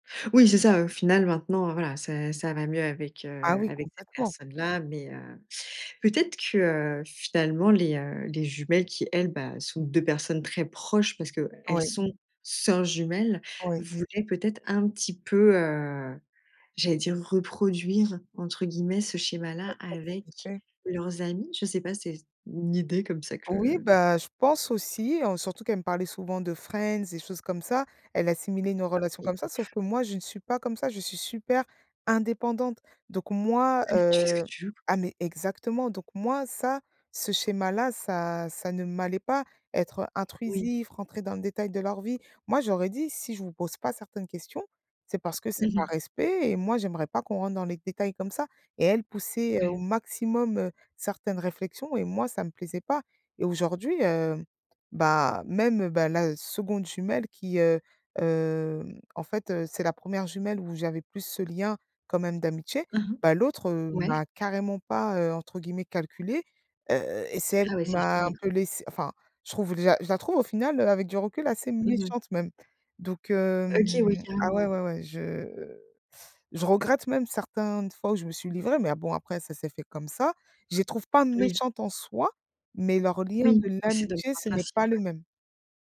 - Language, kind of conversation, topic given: French, podcast, Peux-tu décrire un malentendu lié à des attentes non dites ?
- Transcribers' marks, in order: other background noise